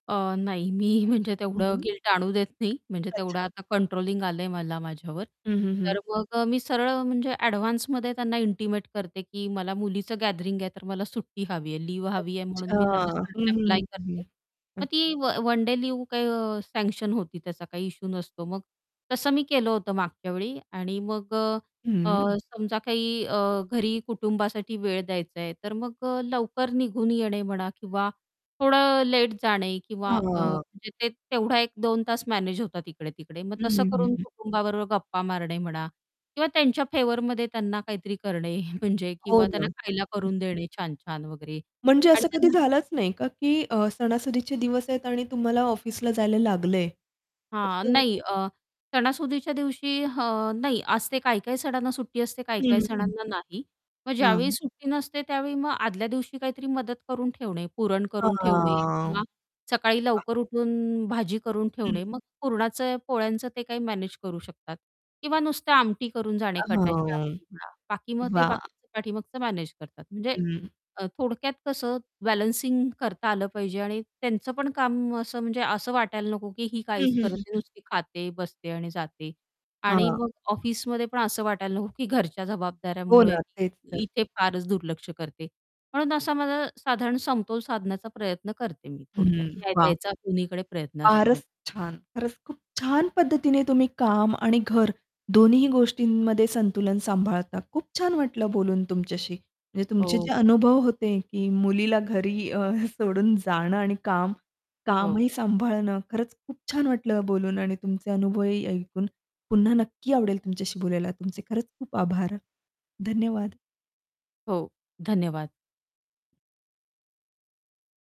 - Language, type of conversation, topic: Marathi, podcast, काम आणि घराच्या जबाबदाऱ्या सांभाळताना तुम्ही संतुलन कसे साधता?
- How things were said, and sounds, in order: laughing while speaking: "मी"; static; distorted speech; in English: "सँक्शन"; other background noise; in English: "फेवरमध्ये"; laughing while speaking: "म्हणजे"; drawn out: "हां"; tapping; chuckle